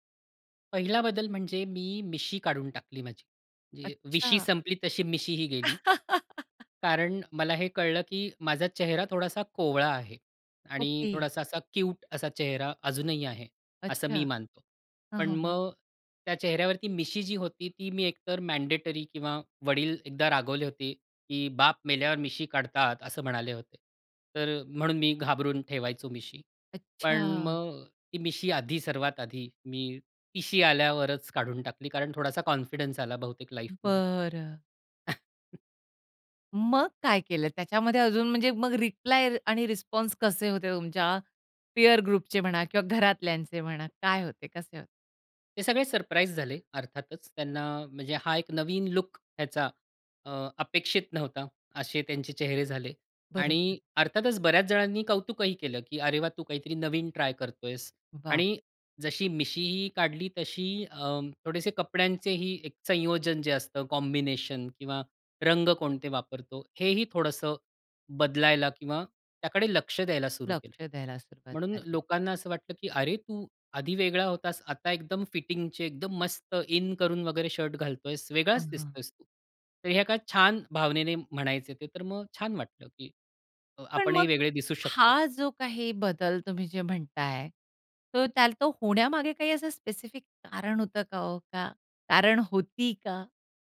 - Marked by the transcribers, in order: chuckle; in English: "मँडेटरी"; in English: "कॉन्फिडन्स"; drawn out: "बरं"; chuckle; other background noise; in English: "रिस्पॉन्स"; in English: "पिअर ग्रुपचे"; in English: "कॉम्बिनेशन"; in English: "इन"
- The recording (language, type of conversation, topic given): Marathi, podcast, तुझी शैली आयुष्यात कशी बदलत गेली?